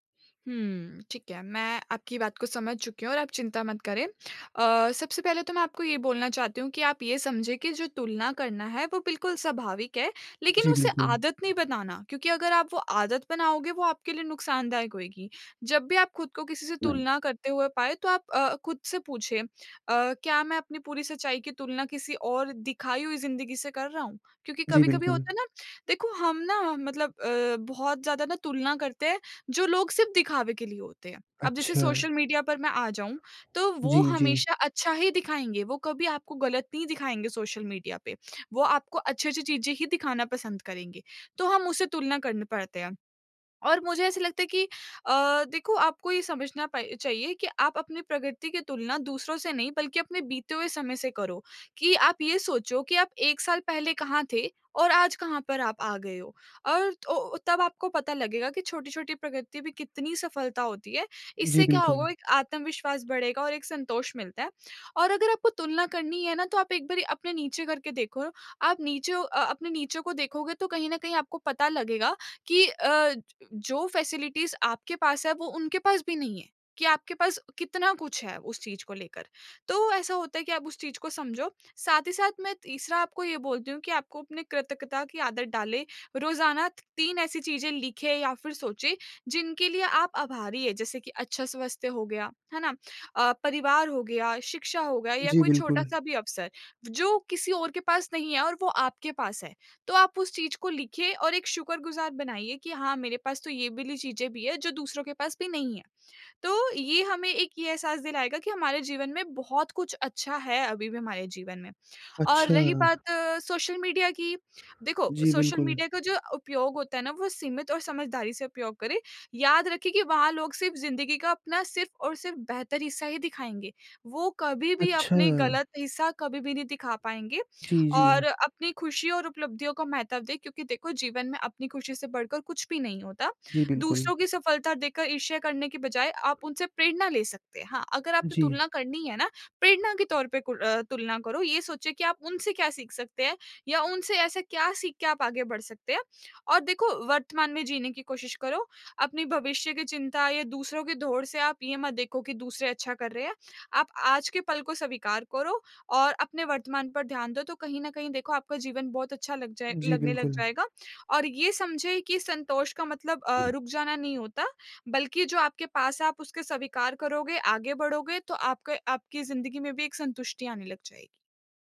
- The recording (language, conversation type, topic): Hindi, advice, मैं दूसरों से अपनी तुलना कम करके अधिक संतोष कैसे पा सकता/सकती हूँ?
- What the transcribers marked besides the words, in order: in English: "फ़ेेसिलिटीज़"